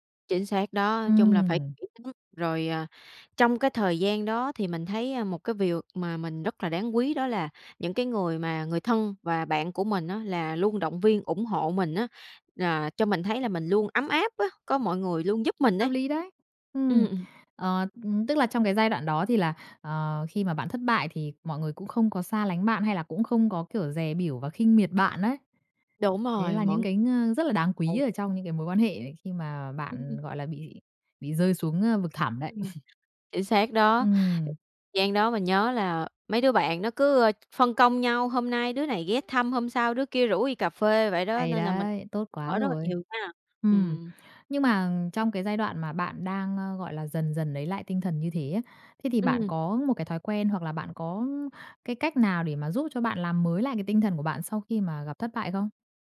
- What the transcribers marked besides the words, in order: "điều" said as "viều"; tapping; other background noise; chuckle
- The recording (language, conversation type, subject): Vietnamese, podcast, Khi thất bại, bạn thường làm gì trước tiên để lấy lại tinh thần?